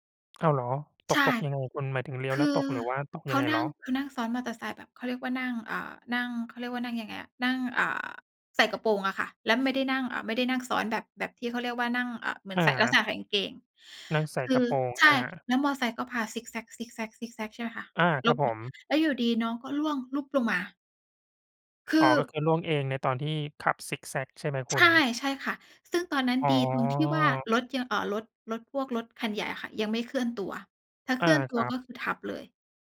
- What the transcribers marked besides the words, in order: none
- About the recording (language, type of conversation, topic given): Thai, unstructured, กิจวัตรตอนเช้าของคุณช่วยทำให้วันของคุณดีขึ้นได้อย่างไรบ้าง?